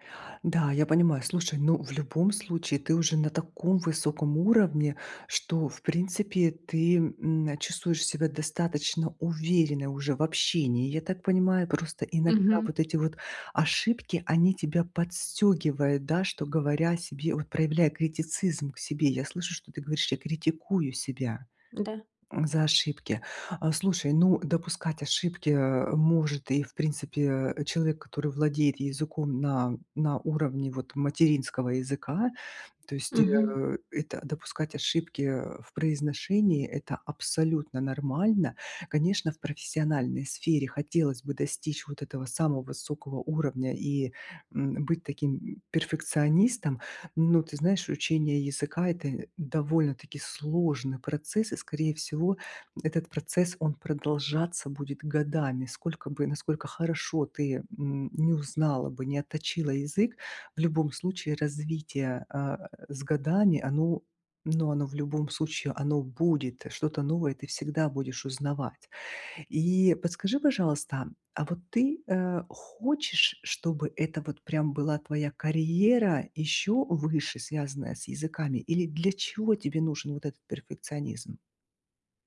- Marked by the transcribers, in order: none
- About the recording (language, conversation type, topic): Russian, advice, Как мне лучше принять и использовать свои таланты и навыки?